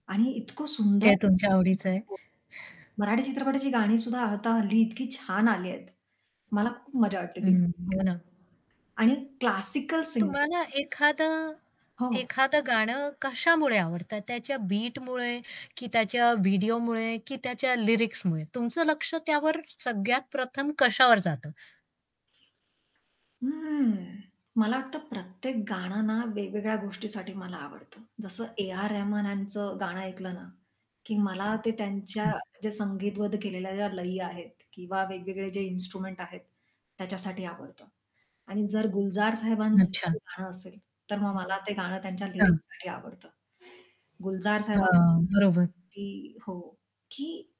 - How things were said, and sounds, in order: distorted speech; static; other background noise; unintelligible speech; in English: "सिंगिंग"; mechanical hum; in English: "लिरिक्समुळे"; tapping; unintelligible speech; unintelligible speech; in English: "लिरिक्ससाठी"; unintelligible speech
- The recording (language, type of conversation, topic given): Marathi, podcast, चित्रपटांच्या गाण्यांनी तुमच्या संगीताच्या आवडीनिवडींवर काय परिणाम केला आहे?